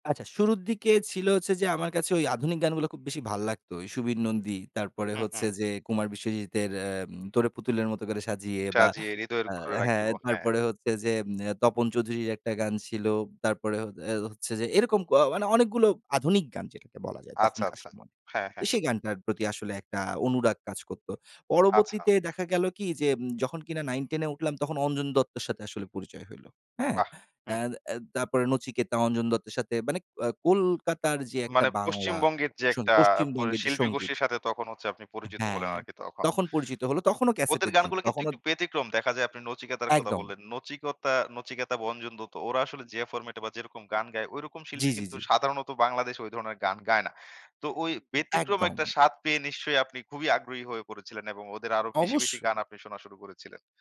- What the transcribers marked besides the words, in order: "নচিকেতা-" said as "নচিকতা"
- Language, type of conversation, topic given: Bengali, podcast, আপনার পরিবারের সঙ্গীতরুচি কি আপনাকে প্রভাবিত করেছে?